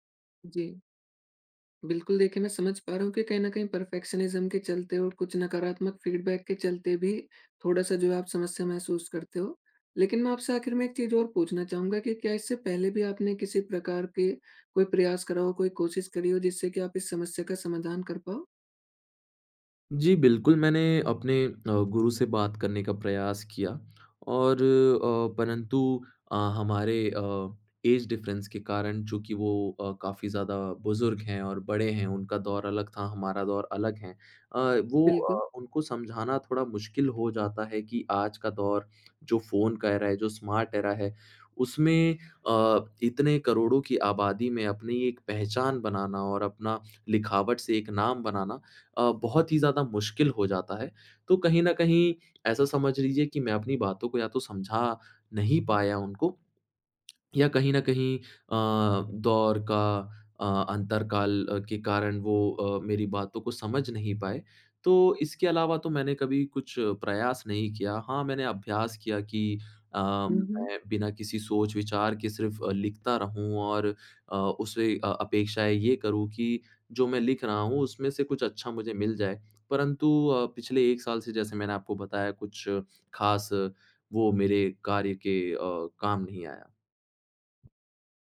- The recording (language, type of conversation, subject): Hindi, advice, क्या मैं रोज़ रचनात्मक अभ्यास शुरू नहीं कर पा रहा/रही हूँ?
- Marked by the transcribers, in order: in English: "परफेक्शनिज़्म"; in English: "फीडबैक"; tapping; in English: "ऐज डिफरेंस"; other background noise; in English: "ऐरा"; in English: "स्मार्ट ऐरा"; lip smack